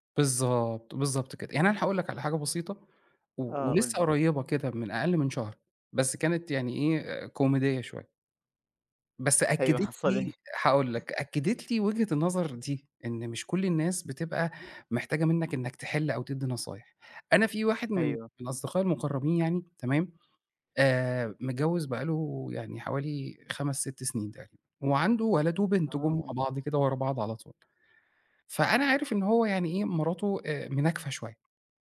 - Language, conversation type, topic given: Arabic, podcast, إزاي تقدر توازن بين إنك تسمع كويس وإنك تدي نصيحة من غير ما تفرضها؟
- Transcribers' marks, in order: in English: "كوميدية"; laughing while speaking: "حصل إيه؟"